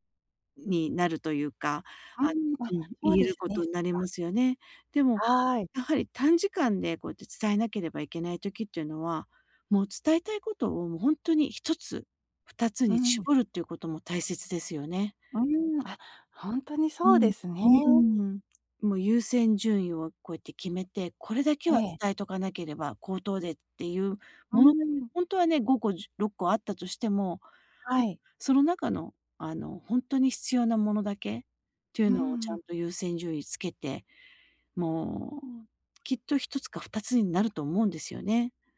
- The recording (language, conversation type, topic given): Japanese, advice, 短時間で要点を明確に伝えるにはどうすればよいですか？
- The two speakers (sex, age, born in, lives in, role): female, 50-54, Japan, United States, advisor; female, 50-54, Japan, United States, user
- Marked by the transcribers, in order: unintelligible speech; unintelligible speech